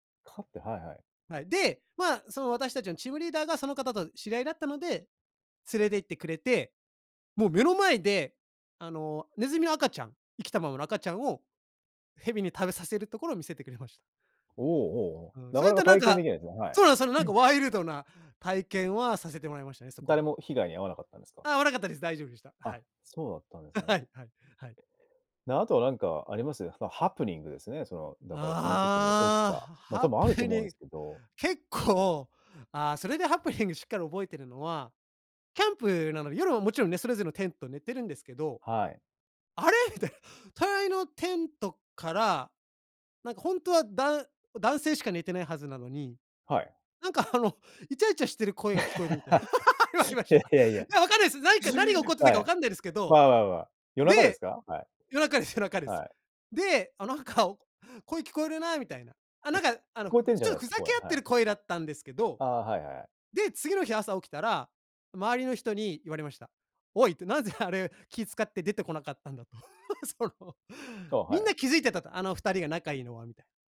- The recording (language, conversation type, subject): Japanese, podcast, 好奇心に導かれて訪れた場所について、どんな体験をしましたか？
- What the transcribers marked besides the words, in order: laugh; laugh; laughing while speaking: "言われました"; laugh; anticipating: "いや、わかんないです。何 … ないですけど"; chuckle; laugh; laughing while speaking: "その"